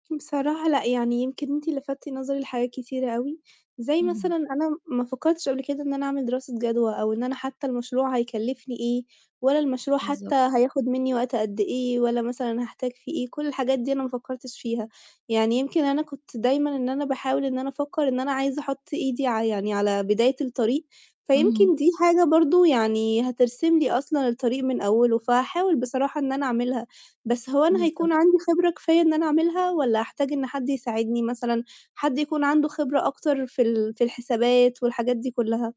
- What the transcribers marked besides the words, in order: none
- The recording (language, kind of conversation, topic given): Arabic, advice, إزاي بتوصف قلقك من إن السنين بتعدّي من غير ما تحقق أهداف شخصية مهمة؟